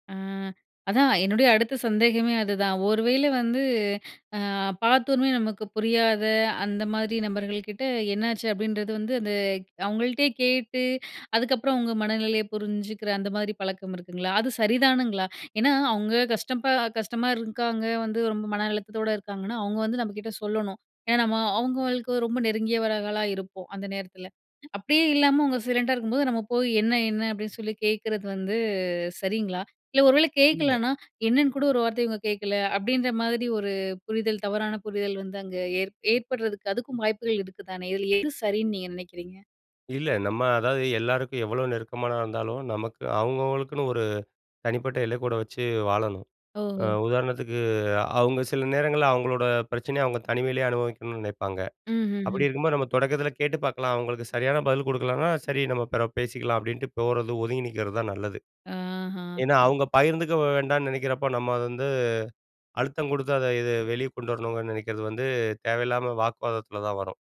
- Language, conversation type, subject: Tamil, podcast, மற்றவரின் உணர்வுகளை நீங்கள் எப்படிப் புரிந்துகொள்கிறீர்கள்?
- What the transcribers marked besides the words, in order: inhale; "நபர்கள்" said as "நம்பர்கள்"; inhale; inhale; other noise; drawn out: "வந்து"; inhale